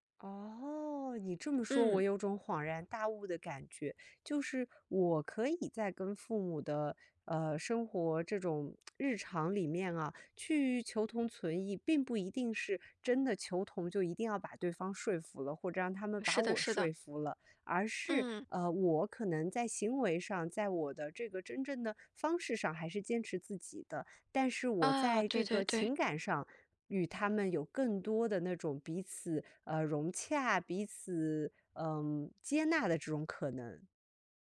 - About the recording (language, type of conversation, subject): Chinese, advice, 当父母反复批评你的养育方式或生活方式时，你该如何应对这种受挫和疲惫的感觉？
- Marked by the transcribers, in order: lip smack; other background noise